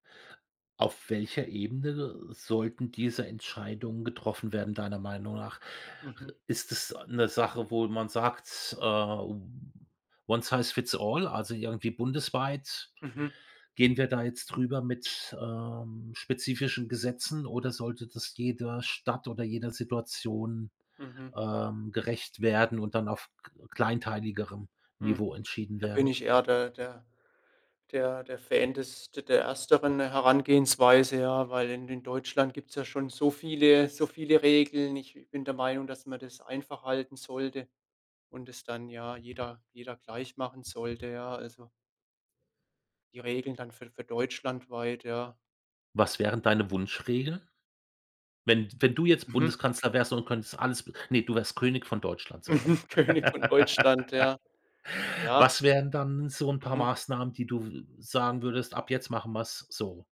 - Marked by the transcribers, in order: in English: "one size fits all"; other background noise; chuckle; laughing while speaking: "König"; laugh
- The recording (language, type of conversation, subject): German, podcast, Was kann jede Stadt konkret tun, um Insekten zu retten?